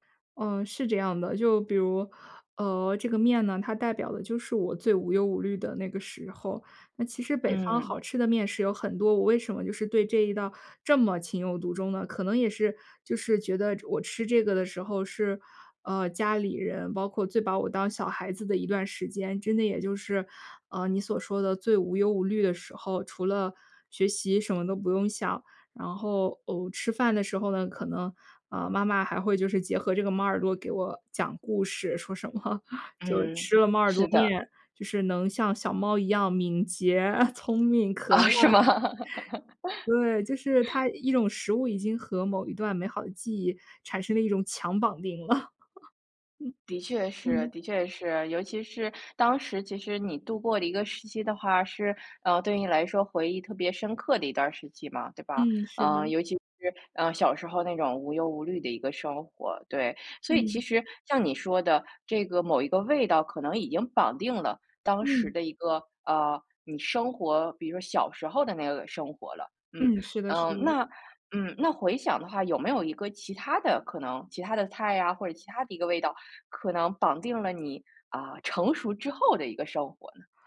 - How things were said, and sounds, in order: laughing while speaking: "么"; laughing while speaking: "捷"; laughing while speaking: "啊，是吗？"; chuckle; laugh; laughing while speaking: "了"; laugh; other background noise; tapping
- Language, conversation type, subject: Chinese, podcast, 你能分享一道让你怀念的童年味道吗？